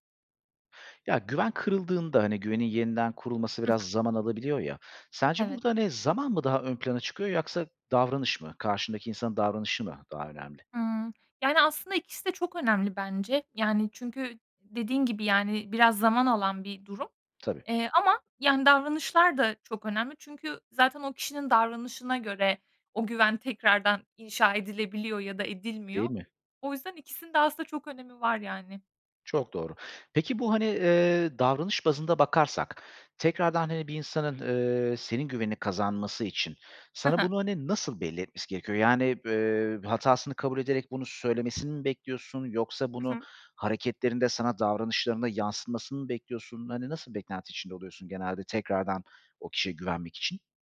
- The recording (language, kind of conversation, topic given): Turkish, podcast, Güven kırıldığında, güveni yeniden kurmada zaman mı yoksa davranış mı daha önemlidir?
- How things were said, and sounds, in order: other background noise; tapping